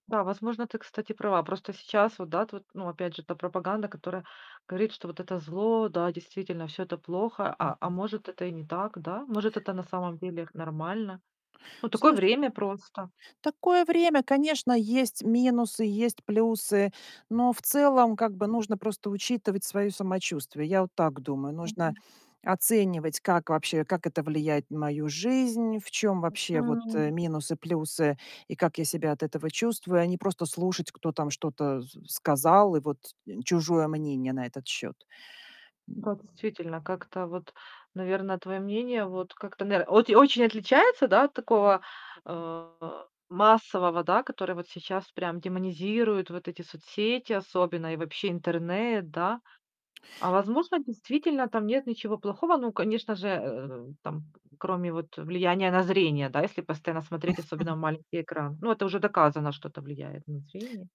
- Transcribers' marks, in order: tapping; other background noise; other noise; grunt; distorted speech; chuckle
- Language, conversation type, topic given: Russian, podcast, Как гаджеты повлияли на твою повседневную жизнь?